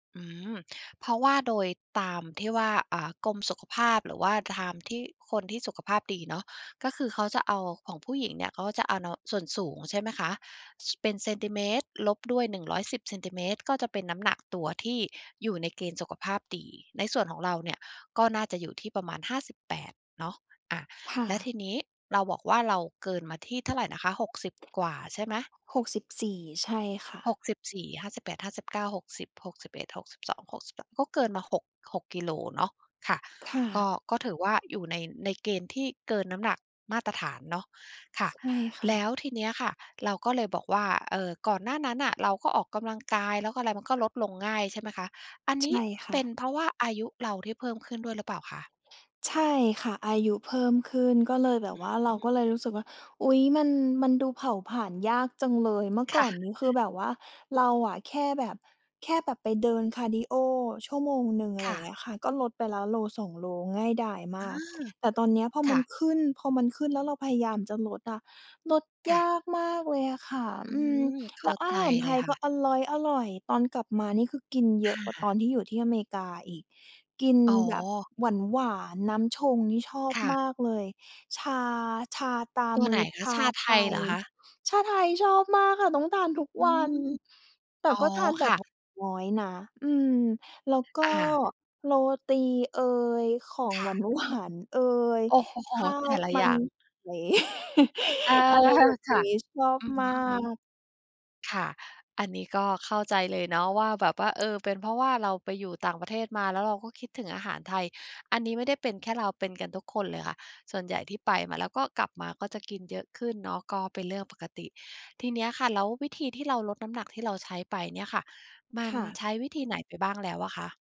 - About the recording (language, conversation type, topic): Thai, advice, ทำไมฉันออกกำลังกายแล้วน้ำหนักไม่ลดเลย?
- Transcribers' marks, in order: "ตาม" said as "ทาม"; tapping; "อเมริกา" said as "อะเมกา"; laughing while speaking: "หวาน ๆ"; laugh